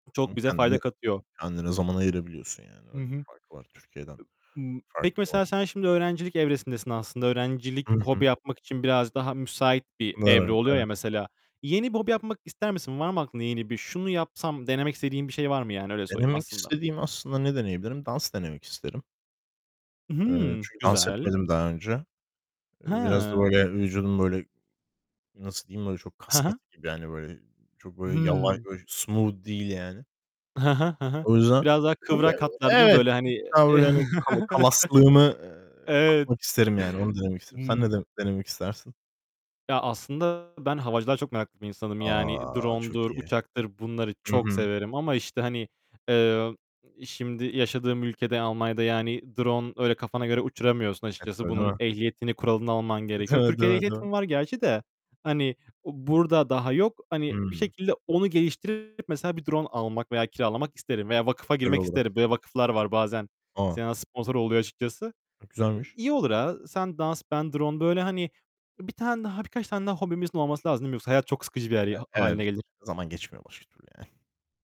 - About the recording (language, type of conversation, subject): Turkish, unstructured, Bir hobi hayatına kattığı en büyük fayda ne olabilir?
- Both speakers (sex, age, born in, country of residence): male, 25-29, Turkey, Germany; male, 25-29, Turkey, Spain
- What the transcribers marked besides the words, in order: tapping; other background noise; distorted speech; static; in English: "smooth"; chuckle; unintelligible speech; other noise